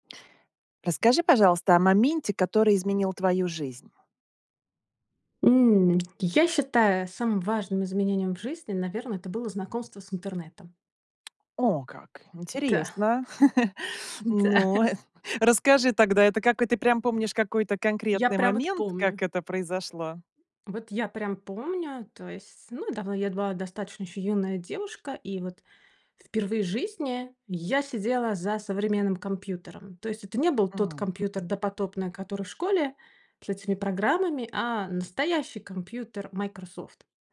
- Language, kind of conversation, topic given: Russian, podcast, Расскажи о моменте, который изменил твою жизнь?
- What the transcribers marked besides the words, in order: other background noise; tapping; laughing while speaking: "Та"; chuckle; chuckle